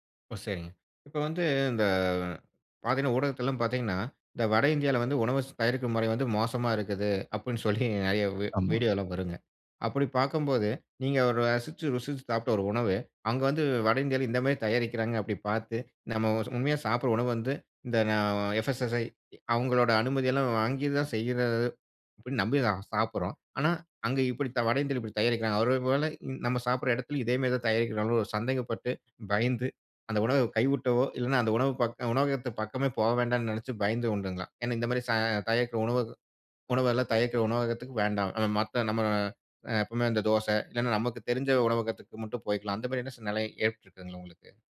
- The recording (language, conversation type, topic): Tamil, podcast, பழமையான குடும்ப சமையல் செய்முறையை நீங்கள் எப்படி பாதுகாத்துக் கொள்வீர்கள்?
- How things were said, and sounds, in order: drawn out: "இந்த"; laughing while speaking: "அப்டின்னு சொல்லி நெறைய"; other background noise; in English: "எஃப் எஸ் எஸ் சை"; "அதே போல" said as "அவ்ரேபோல"; "சூழ்நிலை" said as "சின்நலை"